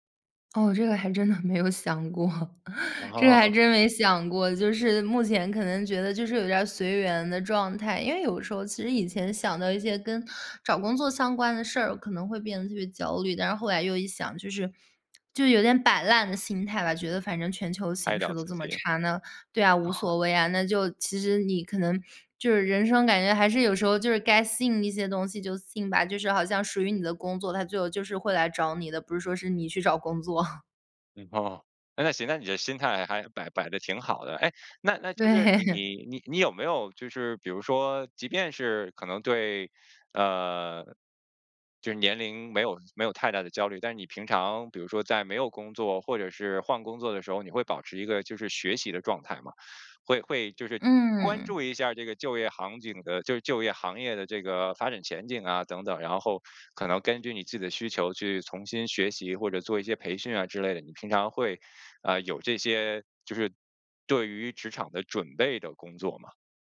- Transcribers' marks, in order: laughing while speaking: "真的没有想过"; chuckle; laughing while speaking: "对"
- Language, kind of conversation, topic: Chinese, podcast, 当爱情与事业发生冲突时，你会如何取舍？